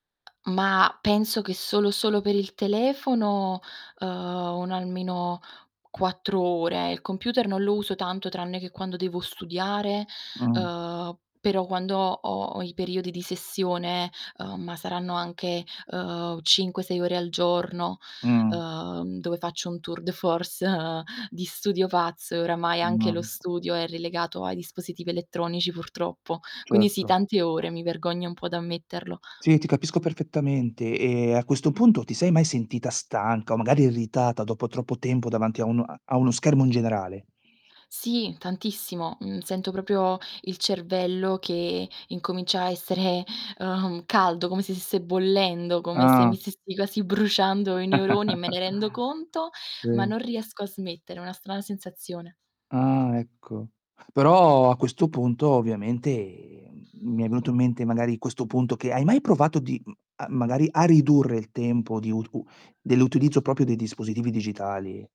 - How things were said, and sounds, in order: static; other background noise; in French: "tour de force"; distorted speech; tapping; giggle; drawn out: "ovviamente"; "proprio" said as "popio"
- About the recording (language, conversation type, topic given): Italian, podcast, Come fai a controllare il tempo che passi davanti allo schermo?